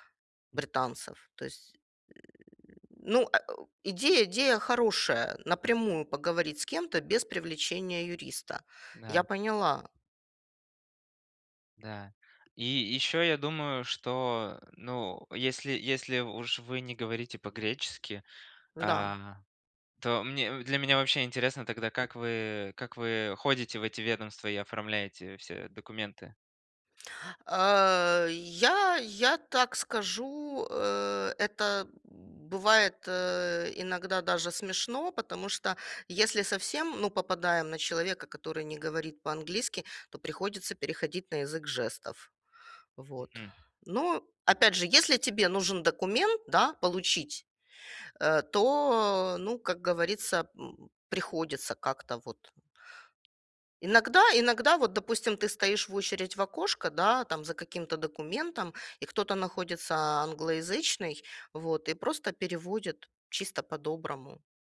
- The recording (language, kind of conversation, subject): Russian, advice, С чего начать, чтобы разобраться с местными бюрократическими процедурами при переезде, и какие документы для этого нужны?
- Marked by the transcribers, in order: tapping